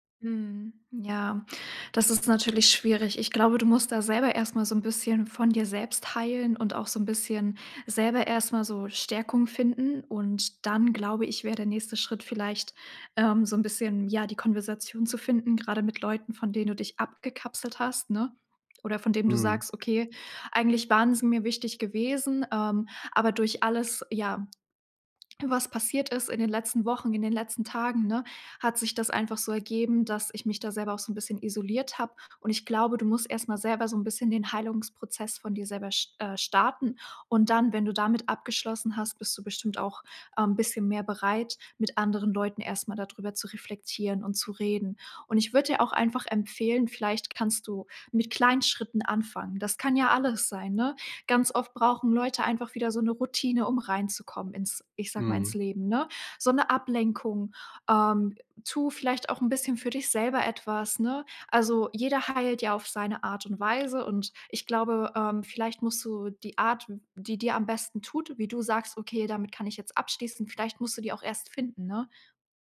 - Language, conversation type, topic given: German, advice, Wie finde ich nach einer Trennung wieder Sinn und neue Orientierung, wenn gemeinsame Zukunftspläne weggebrochen sind?
- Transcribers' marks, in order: none